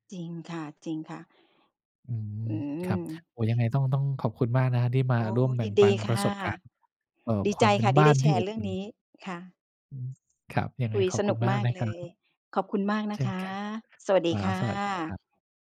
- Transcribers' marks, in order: other background noise
- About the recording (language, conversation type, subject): Thai, podcast, ความหมายของคำว่า บ้าน สำหรับคุณคืออะไร?